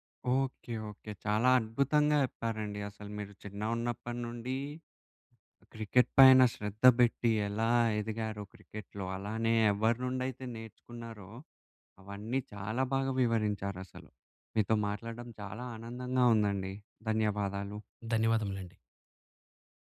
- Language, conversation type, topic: Telugu, podcast, నువ్వు చిన్నప్పుడే ఆసక్తిగా నేర్చుకుని ఆడడం మొదలుపెట్టిన క్రీడ ఏదైనా ఉందా?
- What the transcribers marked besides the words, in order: none